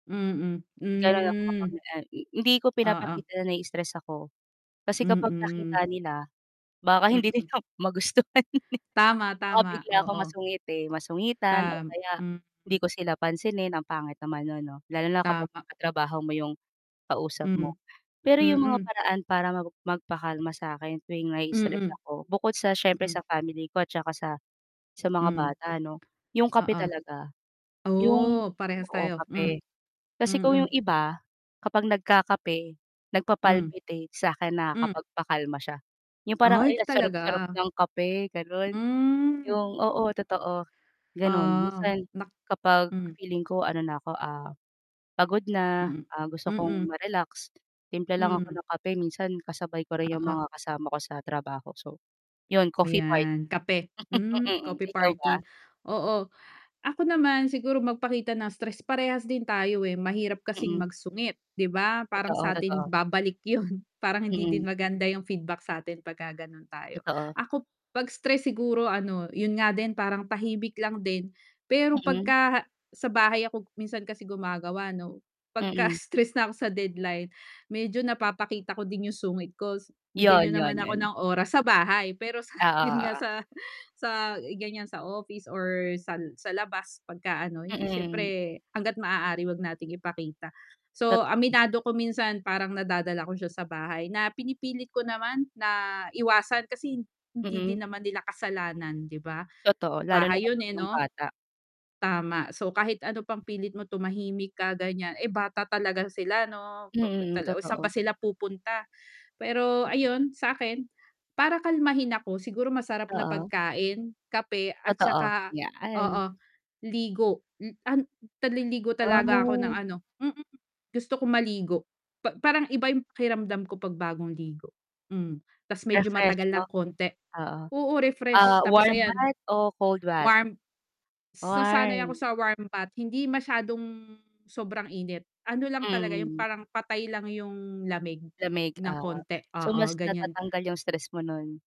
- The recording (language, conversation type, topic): Filipino, unstructured, Paano mo hinaharap ang stress sa araw-araw?
- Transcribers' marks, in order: distorted speech; drawn out: "mm"; static; laughing while speaking: "magustuhan, eh"; other background noise; tapping; chuckle; chuckle; mechanical hum; stressed: "bahay"; laughing while speaking: "sa 'yun nga sa"; unintelligible speech